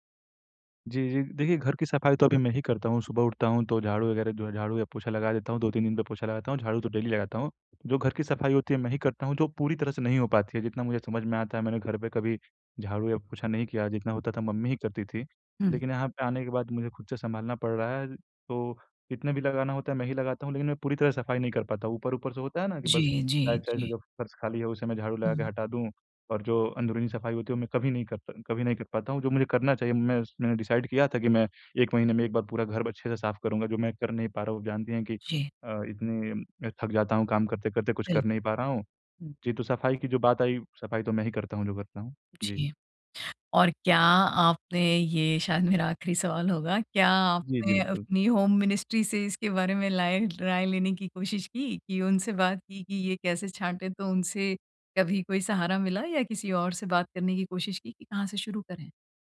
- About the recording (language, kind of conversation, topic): Hindi, advice, मैं अपने घर की अनावश्यक चीज़ें कैसे कम करूँ?
- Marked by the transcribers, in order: in English: "डेली"; in English: "साइड साइड"; in English: "डिसाइड"; in English: "होम मिनिस्ट्री"